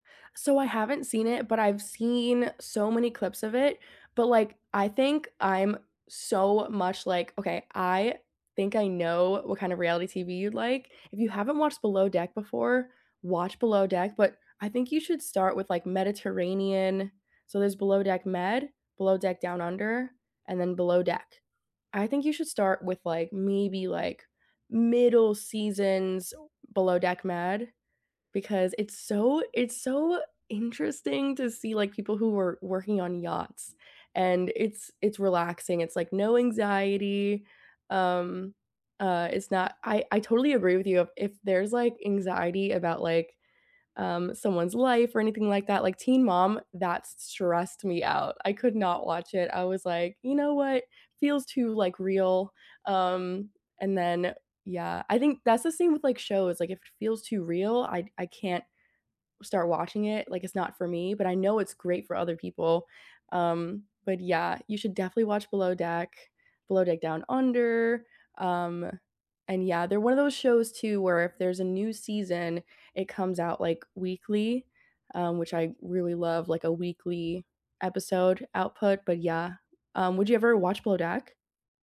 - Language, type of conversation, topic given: English, unstructured, Which comfort shows do you rewatch for a pick-me-up, and what makes them your cozy go-tos?
- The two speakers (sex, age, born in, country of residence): female, 20-24, United States, United States; female, 40-44, United States, United States
- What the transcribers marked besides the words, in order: other background noise; tapping